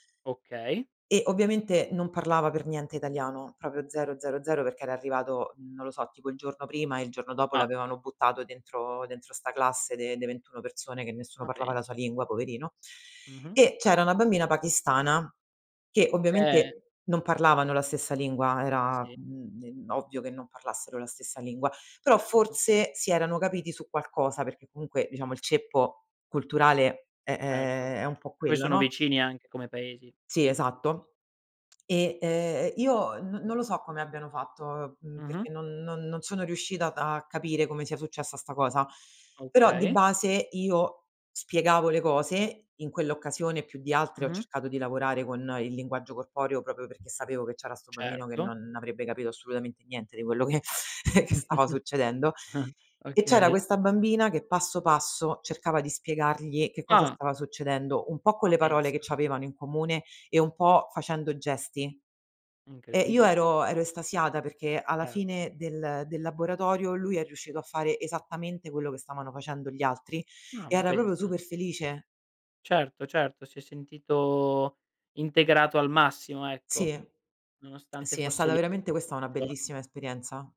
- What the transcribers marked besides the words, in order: chuckle; unintelligible speech
- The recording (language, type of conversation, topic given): Italian, podcast, Come si può favorire l’inclusione dei nuovi arrivati?